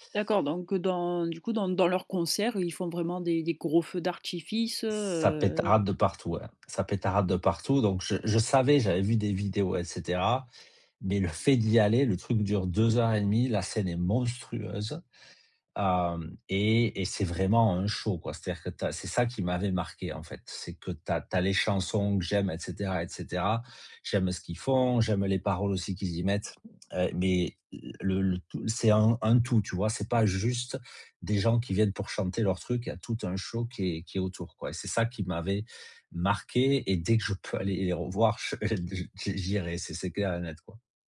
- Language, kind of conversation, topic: French, podcast, Quel concert t’a le plus marqué, et pourquoi ?
- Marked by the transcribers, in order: drawn out: "heu"; stressed: "monstrueuse"